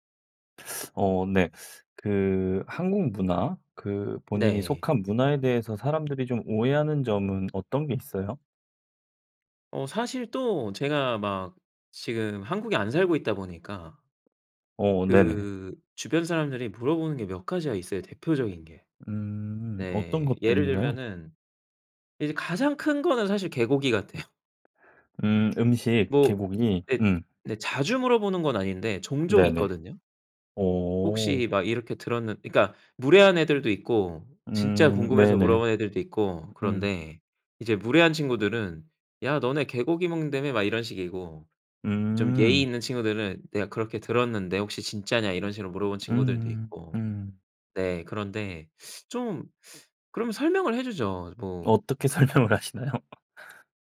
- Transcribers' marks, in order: tapping; laughing while speaking: "같아요"; teeth sucking; laughing while speaking: "설명을 하시나요?"; laugh
- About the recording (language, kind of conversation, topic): Korean, podcast, 네 문화에 대해 사람들이 오해하는 점은 무엇인가요?